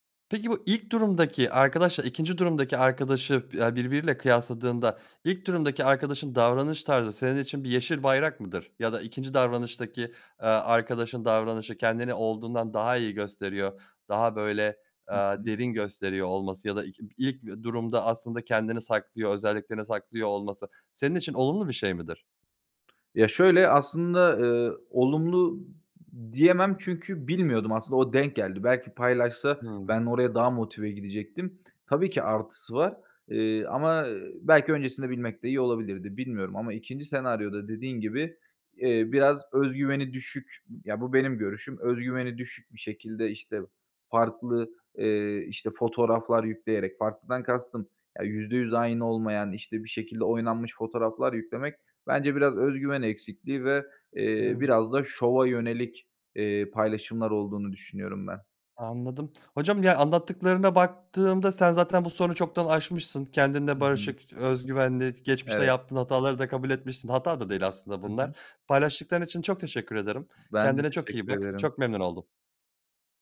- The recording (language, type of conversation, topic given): Turkish, podcast, Sosyal medyada gösterdiğin imaj ile gerçekteki sen arasında fark var mı?
- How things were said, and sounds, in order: other background noise